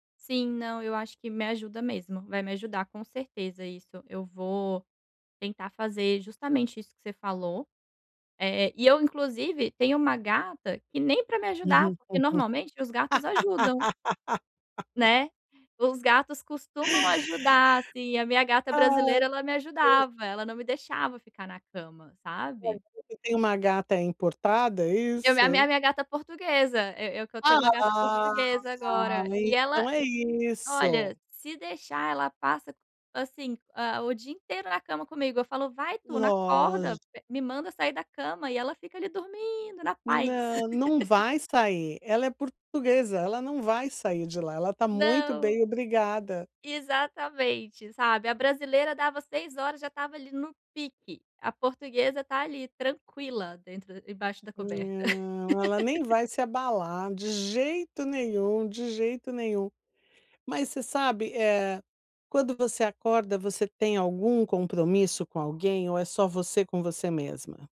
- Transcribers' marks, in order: laugh; drawn out: "Ah"; unintelligible speech; laugh; put-on voice: "portuguesa"; tapping; laugh
- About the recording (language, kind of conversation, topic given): Portuguese, advice, Como posso manter a consistência ao criar novos hábitos?